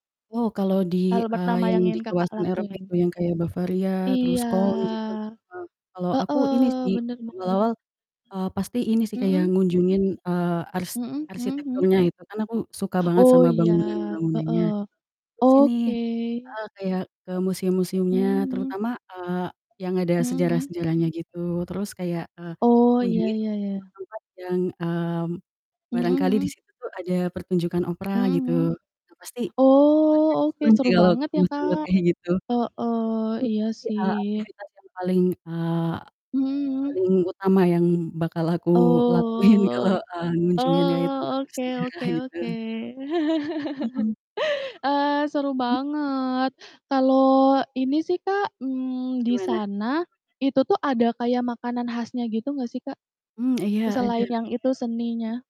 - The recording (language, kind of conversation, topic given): Indonesian, unstructured, Tempat impian apa yang ingin kamu kunjungi suatu hari nanti?
- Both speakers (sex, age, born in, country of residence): female, 20-24, Indonesia, Indonesia; female, 25-29, Indonesia, Indonesia
- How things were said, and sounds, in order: other background noise; drawn out: "Iya"; distorted speech; laughing while speaking: "lakuin"; drawn out: "Oh"; laugh